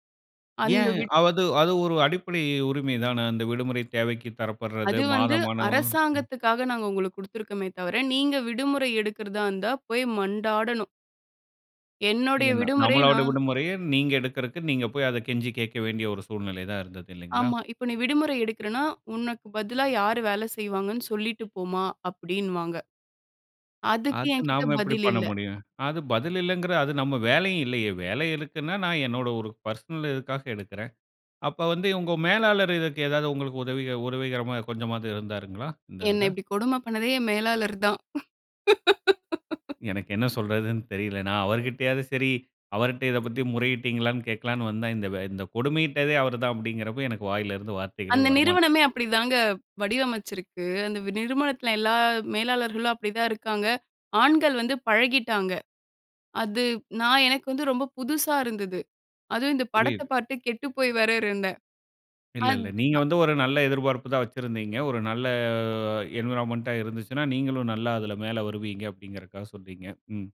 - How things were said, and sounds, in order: laugh; tapping; "நிறுவனத்தில" said as "நிறுமனத்தில"; in English: "என்வைரன்மென்ட்டா"
- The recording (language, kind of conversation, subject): Tamil, podcast, உங்கள் முதல் வேலை அனுபவம் உங்கள் வாழ்க்கைக்கு இன்றும் எப்படி உதவுகிறது?